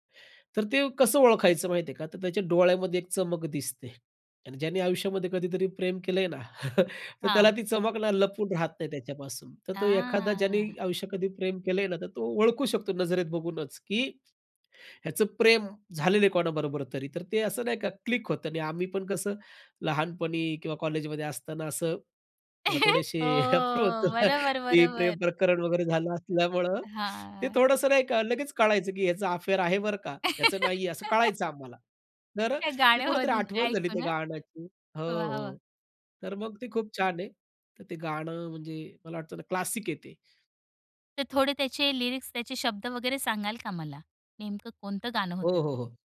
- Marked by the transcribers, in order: tapping; chuckle; drawn out: "हां"; chuckle; unintelligible speech; other background noise; laugh; laughing while speaking: "त्या गाणं मधून ऐकू ना"; in English: "क्लासिक"; in English: "लिरिक्स"; other noise
- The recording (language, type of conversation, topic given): Marathi, podcast, तुमचं सिग्नेचर गाणं कोणतं वाटतं?